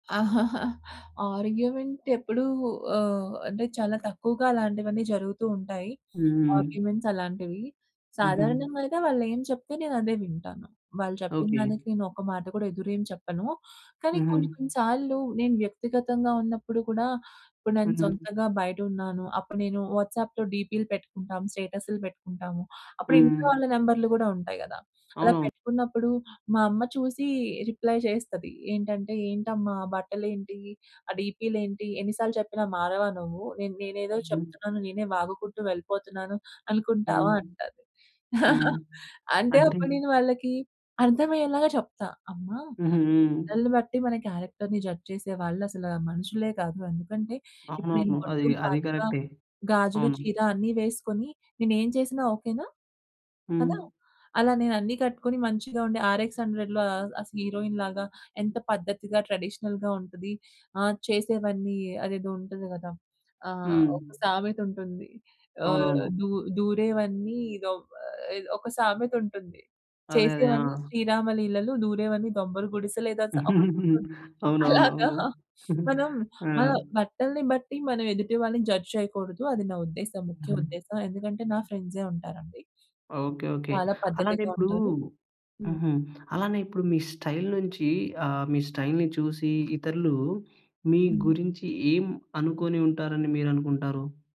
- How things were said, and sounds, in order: chuckle; in English: "ఆర్గ్యుమెంట్"; other background noise; in English: "ఆర్గ్యుమెంట్స్"; in English: "వాట్సాప్‌లో"; in English: "రిప్లై"; tapping; chuckle; in English: "క్యారెక్టర్‌ని జడ్జ్"; in English: "హీరోయిన్"; in English: "ట్రెడిషనల్‌గా"; giggle; laughing while speaking: "అలాగా"; chuckle; in English: "జడ్జ్"; in English: "స్టైల్"; in English: "స్టైల్‌ని"
- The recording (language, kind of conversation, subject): Telugu, podcast, దుస్తుల ఆధారంగా మీ వ్యక్తిత్వం ఇతరులకు ఎలా కనిపిస్తుందని మీరు అనుకుంటారు?